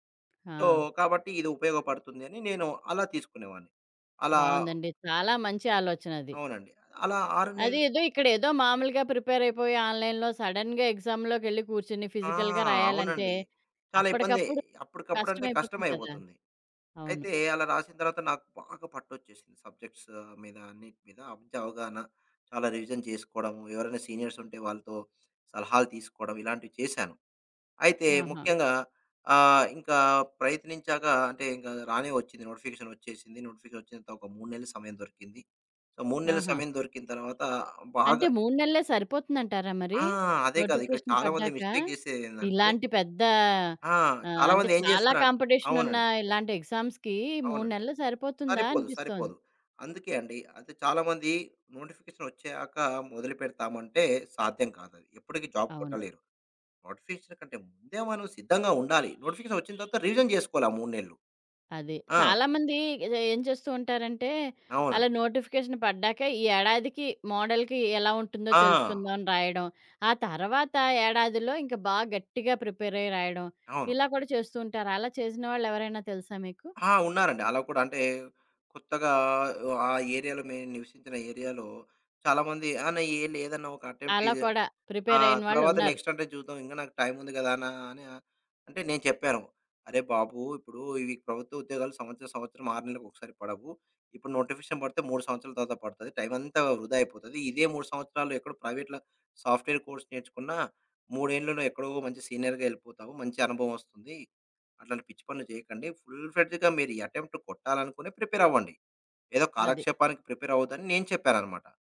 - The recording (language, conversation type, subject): Telugu, podcast, స్థిర ఉద్యోగం ఎంచుకోవాలా, లేదా కొత్త అవకాశాలను స్వేచ్ఛగా అన్వేషించాలా—మీకు ఏది ఇష్టం?
- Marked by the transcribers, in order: in English: "సో"; in English: "ప్రిపేర్"; in English: "ఆన్‌లైన్‌లో సడెన్‌గా ఎగ్జామ్‌లోకెళ్ళి"; in English: "ఫిజికల్‌గా"; in English: "రివిజన్"; in English: "నోటిఫికేషన్"; in English: "నోటిఫికేషన్"; in English: "సో"; in English: "నోటిఫికేషన్"; in English: "మిస్టేక్"; in English: "ఎగ్జామ్స్‌కి"; in English: "నోటిఫికేషన్"; in English: "జాబ్"; in English: "నోటిఫికేషన్"; in English: "నోటిఫికేషన్"; horn; in English: "రివిజన్"; in English: "నోటిఫికేషన్"; in English: "మోడల్‌కి"; in English: "ఏరియాలో"; in English: "ఏరియాలో"; in English: "అటెంప్ట్"; in English: "నెక్స్ట్"; in English: "నోటిఫికేషన్"; in English: "ప్రైవేట్‌లా సాఫ్ట్‌వేర్ కోర్స్"; in English: "సీనియర్‌గా"; in English: "ఫుల్ ఫ్రెడ్జ్‌గా"; in English: "అటెంప్ట్"; in English: "ప్రిపేర్"; in English: "ప్రిపేర్"